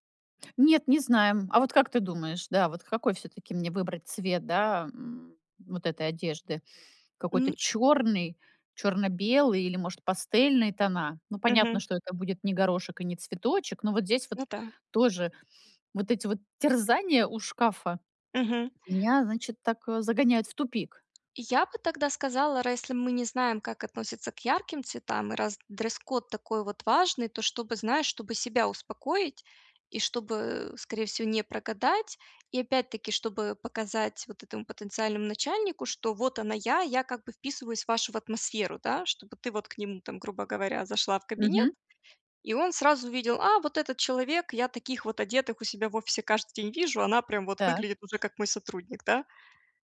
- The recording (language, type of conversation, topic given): Russian, advice, Как справиться с тревогой перед важными событиями?
- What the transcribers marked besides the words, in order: tapping